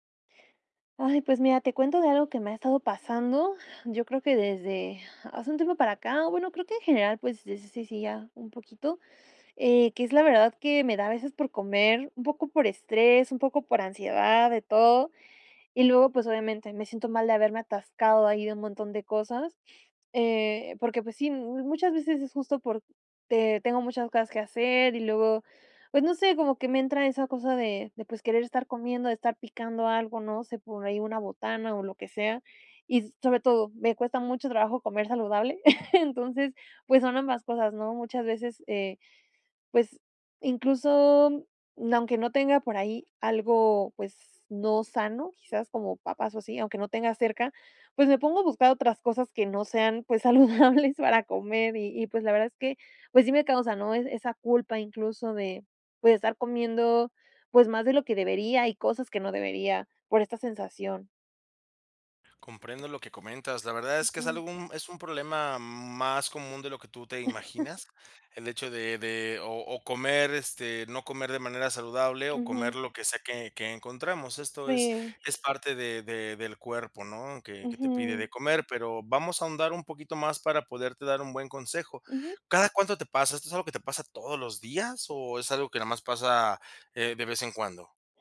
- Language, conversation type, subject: Spanish, advice, ¿Cómo puedo manejar el comer por estrés y la culpa que siento después?
- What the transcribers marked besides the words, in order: chuckle; laughing while speaking: "saludables"; other background noise; chuckle